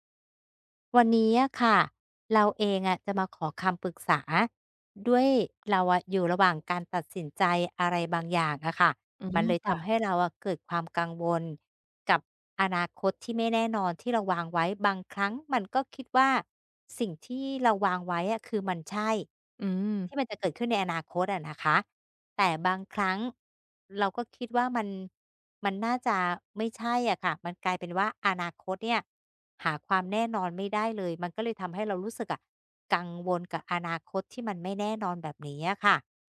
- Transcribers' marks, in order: other background noise
- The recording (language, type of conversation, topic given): Thai, advice, ฉันรู้สึกกังวลกับอนาคตที่ไม่แน่นอน ควรทำอย่างไร?